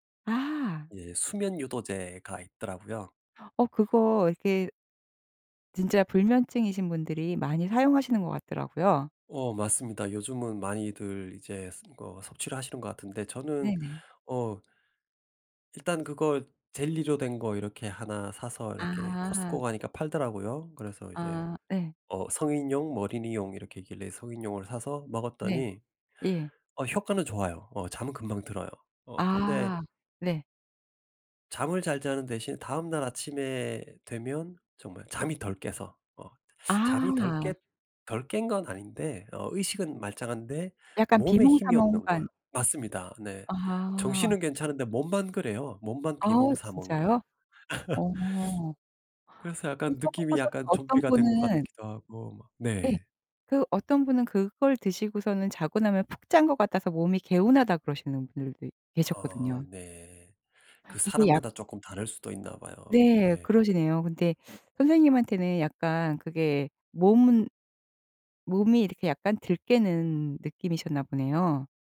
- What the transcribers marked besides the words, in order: tapping; other background noise; laugh
- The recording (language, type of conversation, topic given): Korean, podcast, 수면 리듬을 회복하려면 어떻게 해야 하나요?